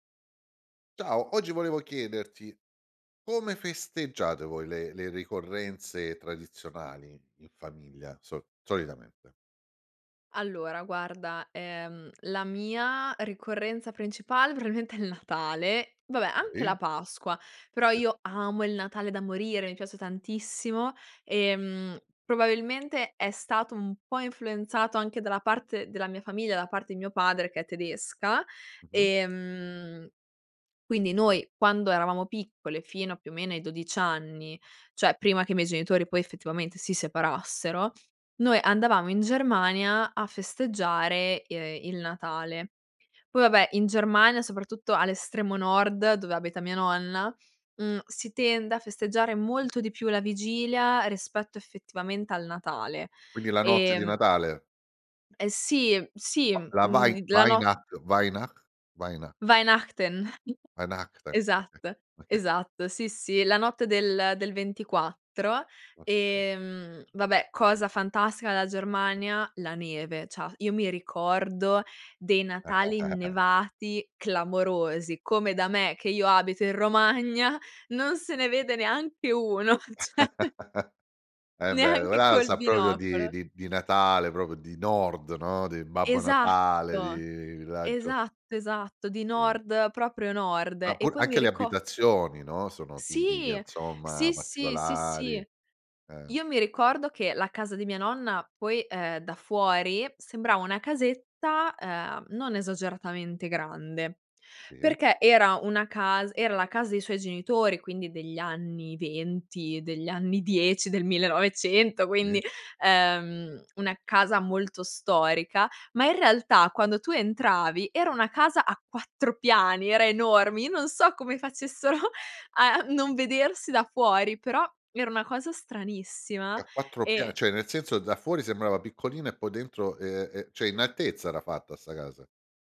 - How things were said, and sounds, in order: "probabilmente" said as "probilmente"; other background noise; in German: "Wei Weinach Weinach Weinach"; in German: "Weihnachten"; chuckle; in German: "Weinachten"; laugh; laughing while speaking: "Romagna"; laugh; laughing while speaking: "cioè"; "sembrava" said as "sembrau"; chuckle; laughing while speaking: "facessero"; "altezza" said as "attezza"
- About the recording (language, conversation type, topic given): Italian, podcast, Come festeggiate le ricorrenze tradizionali in famiglia?